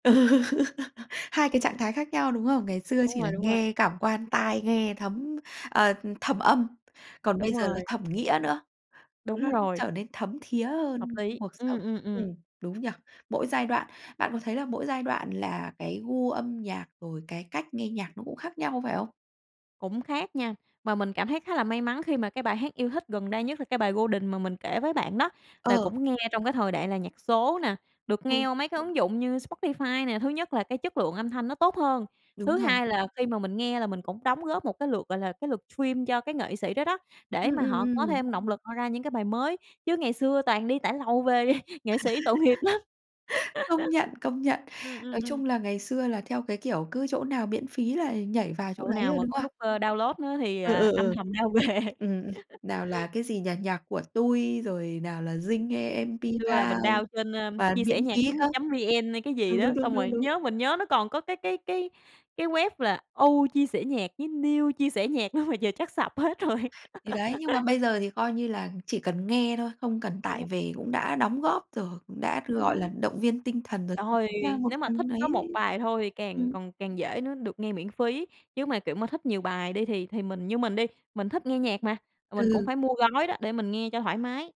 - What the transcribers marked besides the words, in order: laughing while speaking: "Ừ"; laugh; unintelligible speech; tapping; other background noise; in English: "stream"; laugh; chuckle; laughing while speaking: "tội nghiệp lắm"; laugh; in English: "download"; in English: "down"; laughing while speaking: "về"; laugh; in English: "down"; "không" said as "khơ"; laughing while speaking: "đó mà"; laughing while speaking: "hết rồi"; laugh; unintelligible speech; unintelligible speech
- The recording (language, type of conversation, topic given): Vietnamese, podcast, Bạn có thể kể về bài hát bạn yêu thích nhất không?